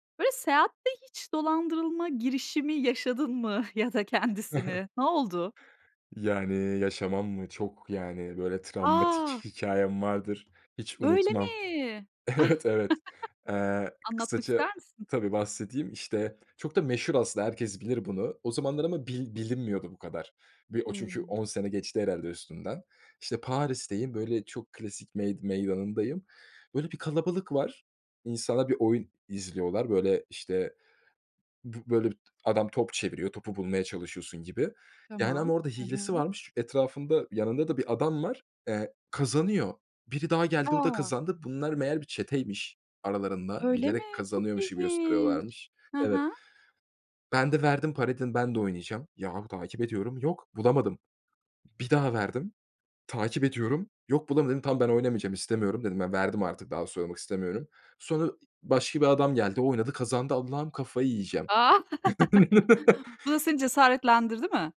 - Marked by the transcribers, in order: other background noise; chuckle; tapping; laughing while speaking: "Evet, evet"; surprised: "Öyle mi?"; chuckle; surprised: "Öyle mi? Çok ilginç"; other noise; laughing while speaking: "Ah"; chuckle; laugh
- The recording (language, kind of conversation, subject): Turkish, podcast, Seyahatte dolandırılma girişimi yaşadın mı, ne oldu?